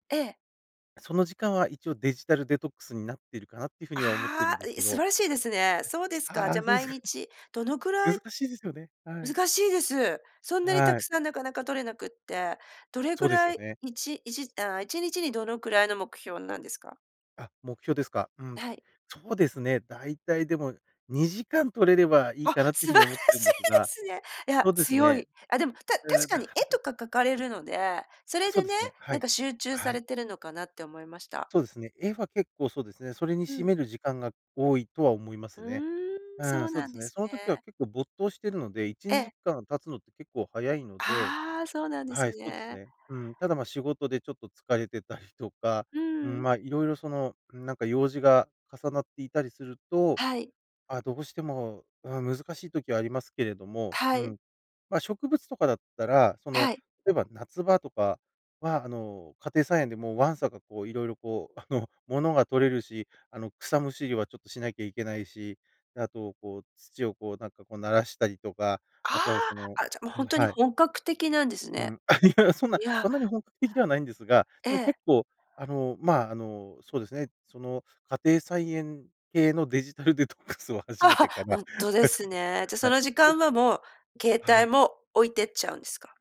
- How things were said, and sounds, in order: laughing while speaking: "ああ、そうですか"; joyful: "あ、 素晴らしいですね。 い … 描かれるので"; laughing while speaking: "素晴らしいですね"; laughing while speaking: "あ、いや、そんな"; laughing while speaking: "デジタルデトックスを始めてから はい、そうです"; other background noise
- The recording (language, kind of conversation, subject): Japanese, podcast, あえてデジタル断ちする時間を取っていますか？